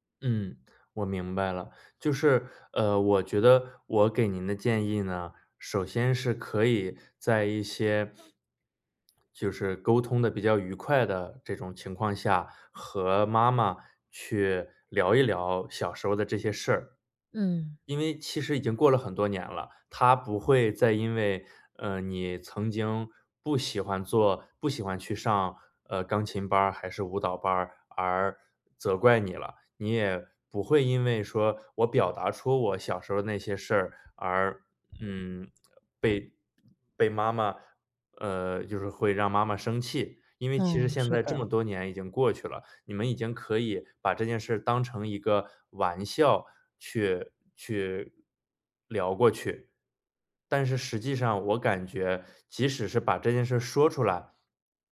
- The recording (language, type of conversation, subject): Chinese, advice, 我总是过度在意别人的眼光和认可，该怎么才能放下？
- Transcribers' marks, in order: other noise; other background noise; tapping